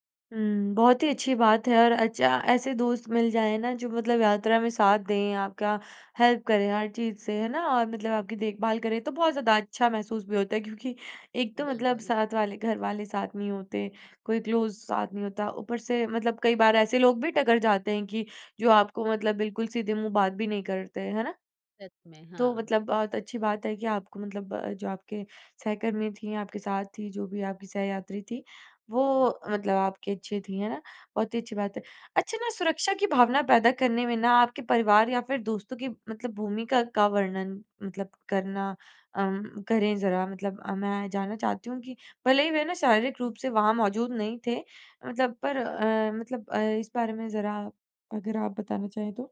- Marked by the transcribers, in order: in English: "हेल्प"; in English: "क्योंकि"; in English: "क्लोज़"
- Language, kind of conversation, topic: Hindi, podcast, किसने आपको विदेश में सबसे सुरक्षित महसूस कराया?